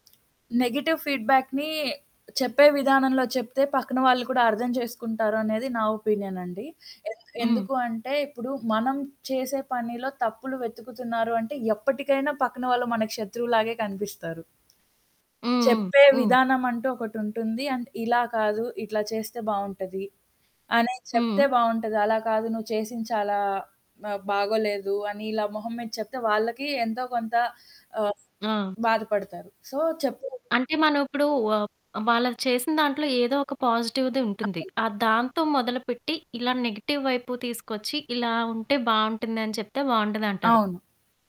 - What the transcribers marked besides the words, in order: other background noise; static; in English: "నెగెటివ్ ఫీడ్‌బ్యాక్‌ని"; in English: "ఒపీనియన్"; in English: "అండ్"; in English: "సో"; in English: "పాజిటివ్‌ది"; in English: "నెగెటివ్"
- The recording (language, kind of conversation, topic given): Telugu, podcast, మీ వ్యక్తిగత పని శైలిని బృందం పని శైలికి మీరు ఎలా అనుసరిస్తారు?